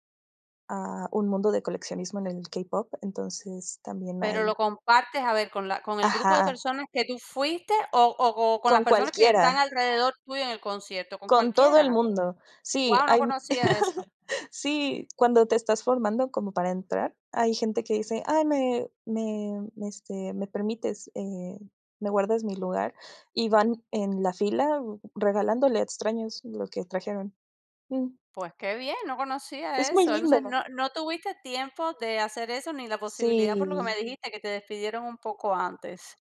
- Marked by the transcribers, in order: chuckle
- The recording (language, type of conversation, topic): Spanish, podcast, ¿Cuál ha sido un concierto inolvidable para ti y qué lo hizo tan especial?
- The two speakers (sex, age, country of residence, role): female, 25-29, Mexico, guest; female, 45-49, United States, host